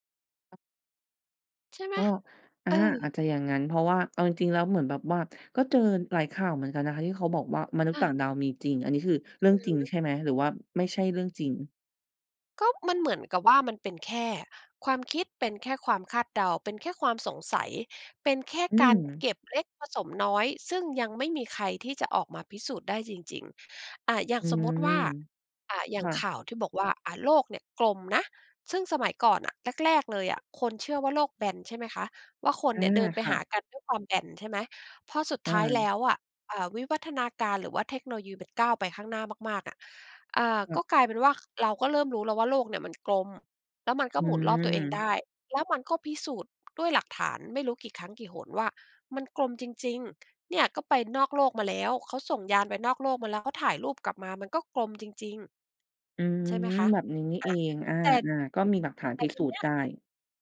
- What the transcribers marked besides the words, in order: other background noise; "เทคโนโลยี" said as "เทคโนยิว"
- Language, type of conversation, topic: Thai, podcast, เวลาเจอข่าวปลอม คุณทำอะไรเป็นอย่างแรก?